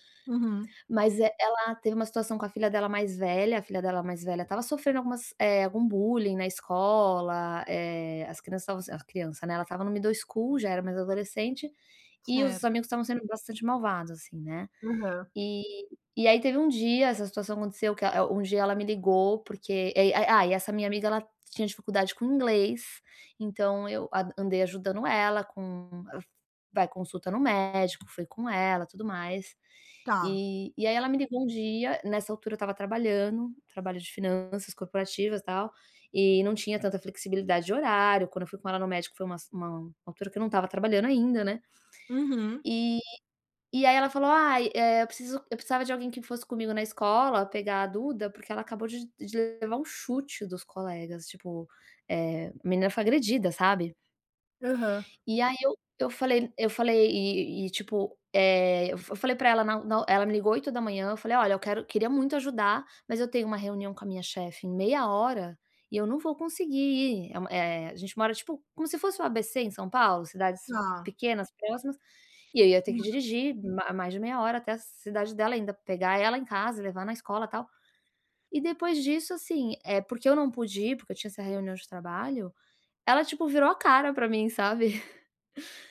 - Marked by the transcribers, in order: in English: "middle school"; tapping; other background noise; chuckle
- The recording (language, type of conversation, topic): Portuguese, advice, Como posso estabelecer limites sem magoar um amigo que está passando por dificuldades?